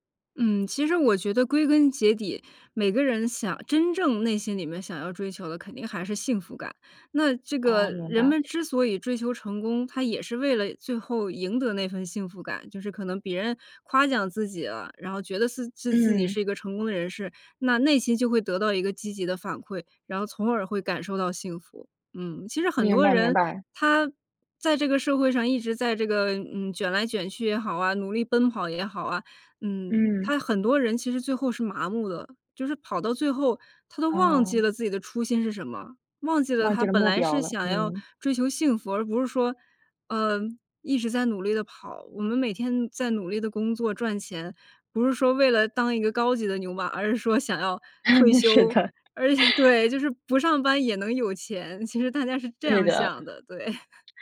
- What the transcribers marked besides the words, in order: laugh; chuckle; chuckle
- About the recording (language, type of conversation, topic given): Chinese, podcast, 你会如何在成功与幸福之间做取舍？